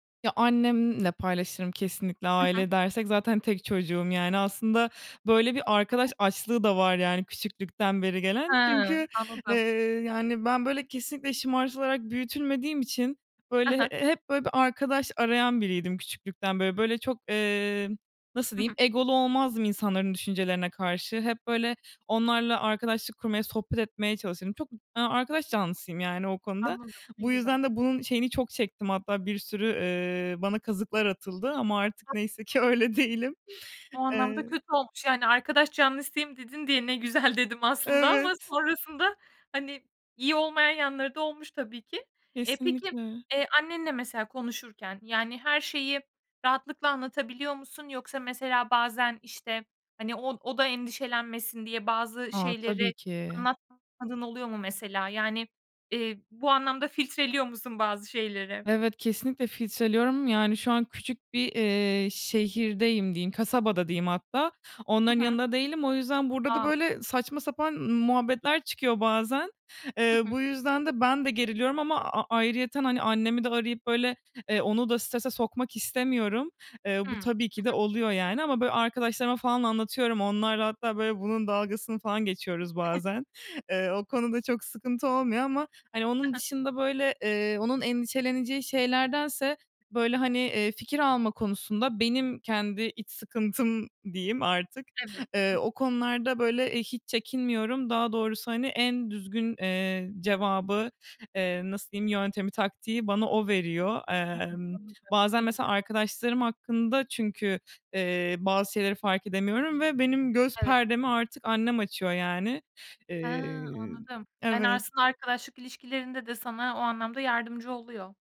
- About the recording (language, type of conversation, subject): Turkish, podcast, Sosyal destek stresle başa çıkmanda ne kadar etkili oluyor?
- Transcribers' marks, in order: other background noise; unintelligible speech; unintelligible speech; laughing while speaking: "öyle değilim"; laughing while speaking: "Evet"; chuckle